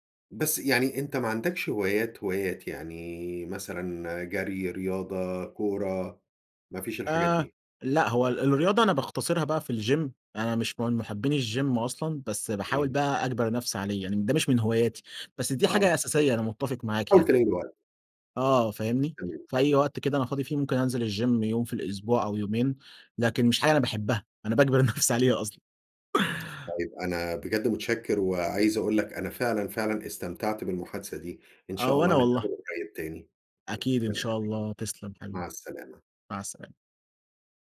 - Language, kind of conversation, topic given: Arabic, podcast, إزاي بتوازن بين الشغل والوقت مع العيلة؟
- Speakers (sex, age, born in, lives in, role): male, 20-24, Egypt, Egypt, guest; male, 55-59, Egypt, United States, host
- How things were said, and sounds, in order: in English: "الgym"; in English: "الجيم"; in English: "الgym"; laughing while speaking: "باجبر نفسي"; chuckle; unintelligible speech